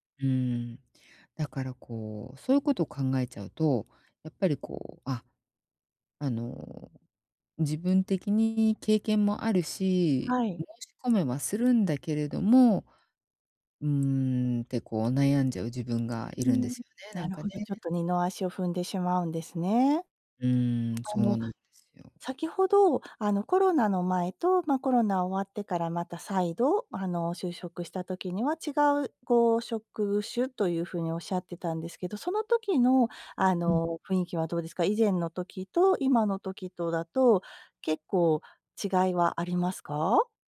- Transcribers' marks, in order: other background noise
- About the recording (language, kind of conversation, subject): Japanese, advice, 職場で自分の満足度が変化しているサインに、どうやって気づけばよいですか？